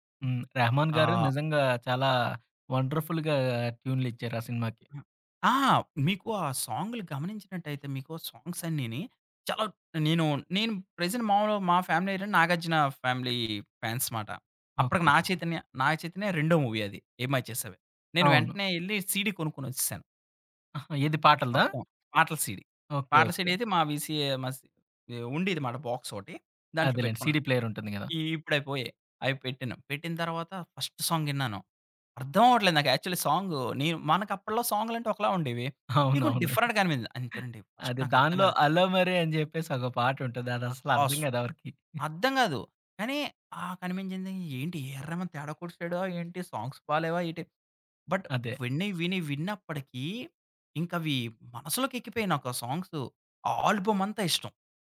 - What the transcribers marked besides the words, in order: in English: "వండర్ఫుల్‌గా"; in English: "ప్రెజెంట్"; in English: "ఫ్యామిలీ"; in English: "ఫ్యామిలీ ఫాన్స్"; other background noise; in English: "మూవీ"; in English: "బాక్స్"; in English: "సీడీ"; in English: "ఫస్ట్"; in English: "యాక్చువల్లి"; in English: "డిఫరెంట్‌గా"; giggle; in English: "ఫస్ట్"; giggle; in English: "సాంగ్స్"; in English: "బట్"
- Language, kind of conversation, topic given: Telugu, podcast, మీ జీవితాన్ని ప్రతినిధ్యం చేసే నాలుగు పాటలను ఎంచుకోవాలంటే, మీరు ఏ పాటలను ఎంచుకుంటారు?